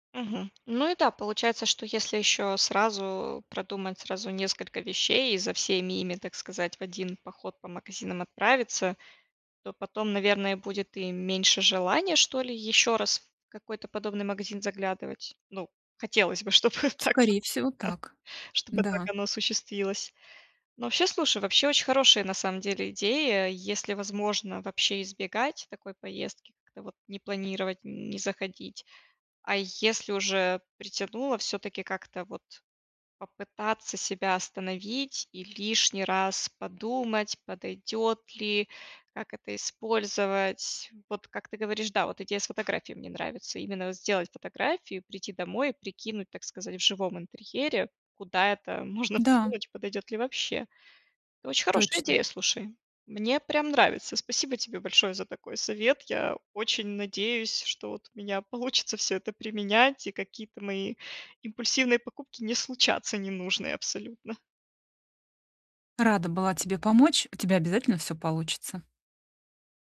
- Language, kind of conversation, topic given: Russian, advice, Как мне справляться с внезапными импульсами, которые мешают жить и принимать решения?
- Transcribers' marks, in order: laughing while speaking: "чтобы так вот, да"; other background noise; laughing while speaking: "можно всунуть"